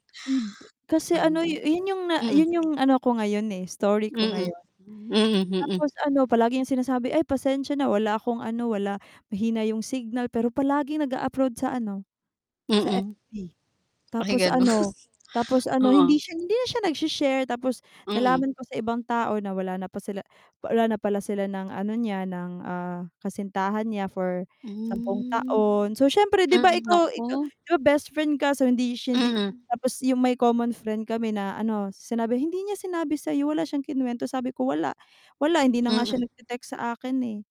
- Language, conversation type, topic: Filipino, unstructured, Paano mo ipinapakita ang pagmamahal sa pamilya araw-araw?
- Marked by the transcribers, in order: static; other background noise; distorted speech; laughing while speaking: "gano'n"